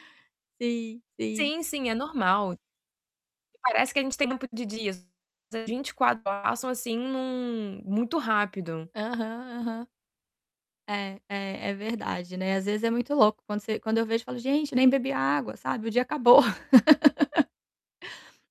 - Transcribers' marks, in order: distorted speech; unintelligible speech; tapping; laugh
- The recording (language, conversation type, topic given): Portuguese, advice, Como posso organizar melhor meu tempo e minhas prioridades diárias?